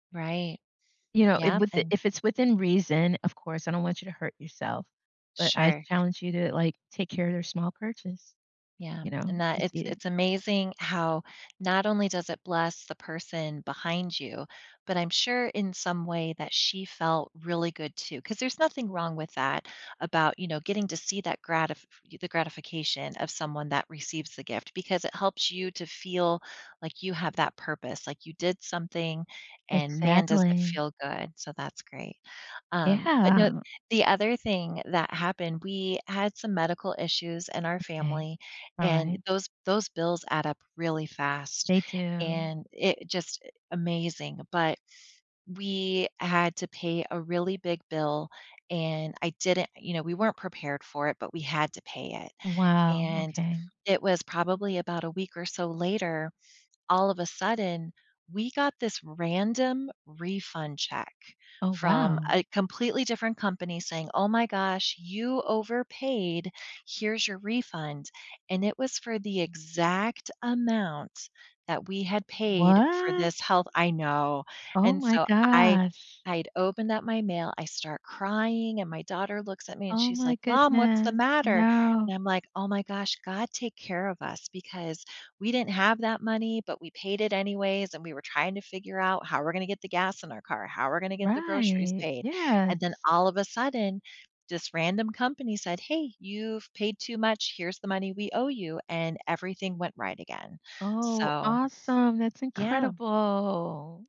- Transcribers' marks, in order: drawn out: "What?"; drawn out: "incredible"
- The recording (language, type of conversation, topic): English, unstructured, How can a stranger's small kindness stay with me during hard times?